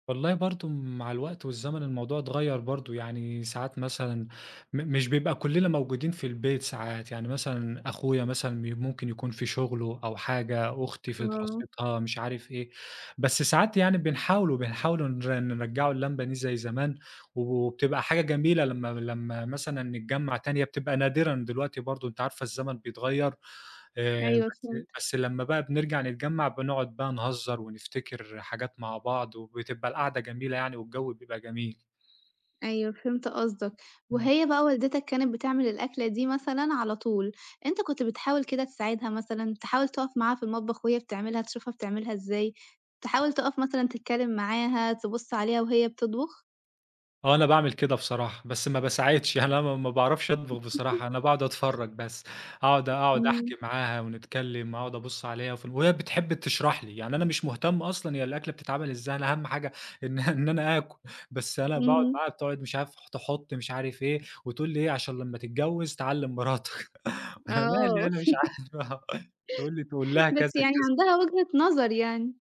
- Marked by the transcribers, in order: other background noise; chuckle; laughing while speaking: "إن أنا آكُل"; chuckle; laughing while speaking: "أنا مالي، أنا مش عارف، آه، تقول لي: تقول لها كذا كذا"; chuckle
- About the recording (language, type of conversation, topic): Arabic, podcast, أي وصفة بتحس إنها بتلم العيلة حوالين الطاولة؟